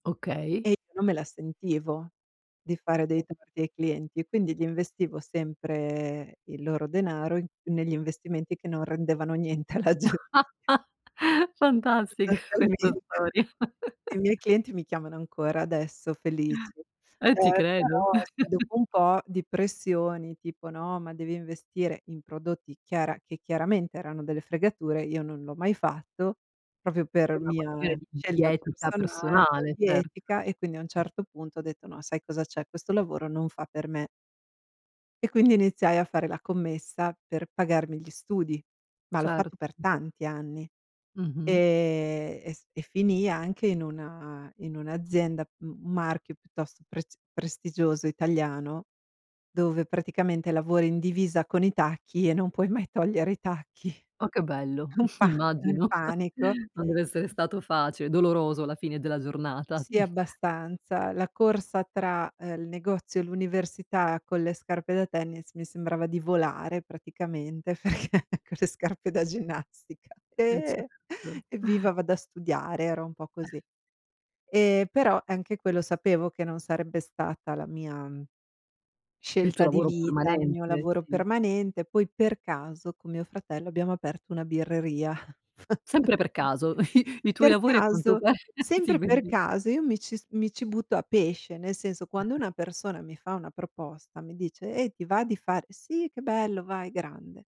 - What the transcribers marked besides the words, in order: other background noise; laughing while speaking: "niente alla gen"; laugh; laughing while speaking: "questa"; chuckle; chuckle; chuckle; "proprio" said as "propio"; snort; chuckle; snort; laughing while speaking: "Perché"; put-on voice: "Evviva, vado a studiare"; chuckle; chuckle; laughing while speaking: "i"; chuckle; laughing while speaking: "ti vedi"; chuckle
- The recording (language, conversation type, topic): Italian, podcast, Quali consigli daresti a chi vuole cambiare carriera?